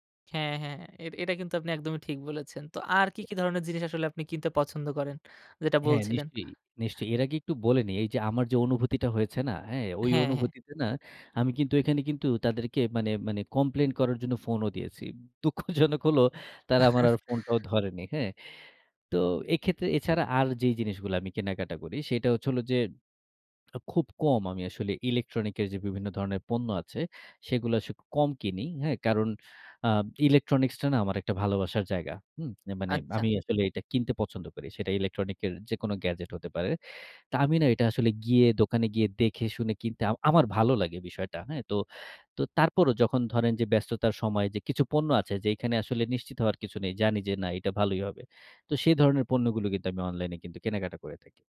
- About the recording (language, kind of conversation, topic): Bengali, podcast, অনলাইন কেনাকাটা করার সময় তুমি কী কী বিষয়ে খেয়াল রাখো?
- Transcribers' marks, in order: other background noise; laughing while speaking: "দুঃখজনক হলো"; chuckle; tapping